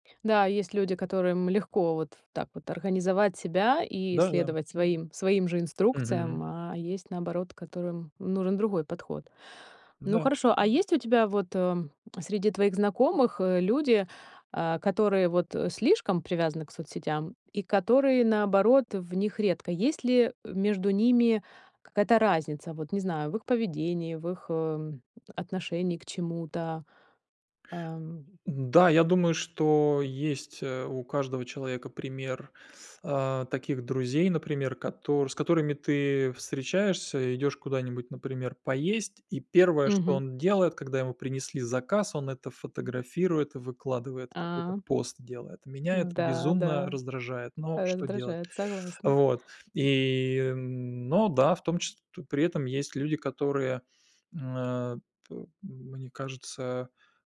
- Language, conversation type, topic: Russian, podcast, Почему, по-твоему, нам так трудно оторваться от социальных сетей?
- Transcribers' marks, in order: other background noise